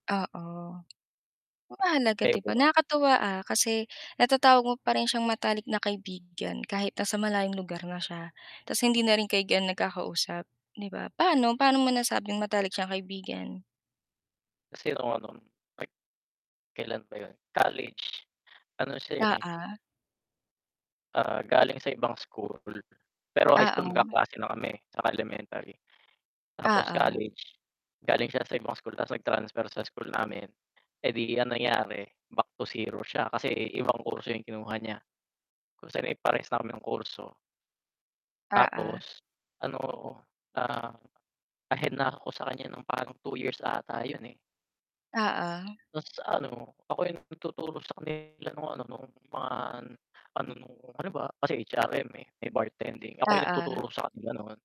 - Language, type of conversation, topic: Filipino, unstructured, Ano ang pananaw mo tungkol sa pagkakaroon ng matalik na kaibigan?
- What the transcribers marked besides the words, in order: tapping; distorted speech; other background noise; static